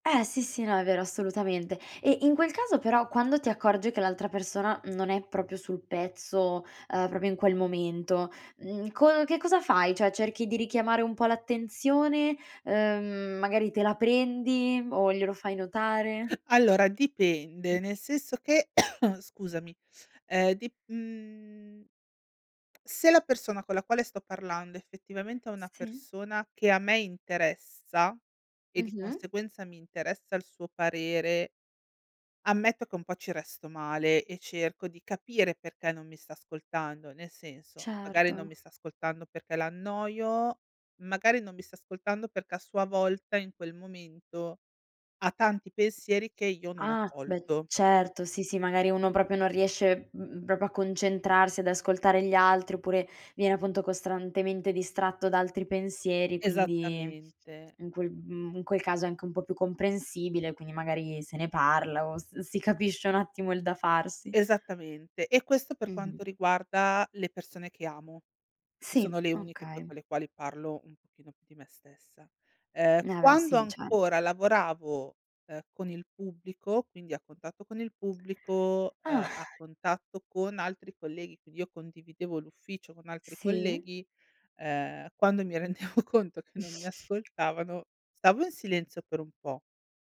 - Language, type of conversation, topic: Italian, podcast, Come fai a capire se qualcuno ti sta ascoltando davvero?
- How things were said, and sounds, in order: "proprio" said as "propio"; "proprio" said as "propio"; "Cioè" said as "ceh"; other noise; cough; "proprio" said as "propio"; "proprio" said as "propo"; "costantemente" said as "costrantemente"; exhale; laughing while speaking: "rendevo conto"; snort; tapping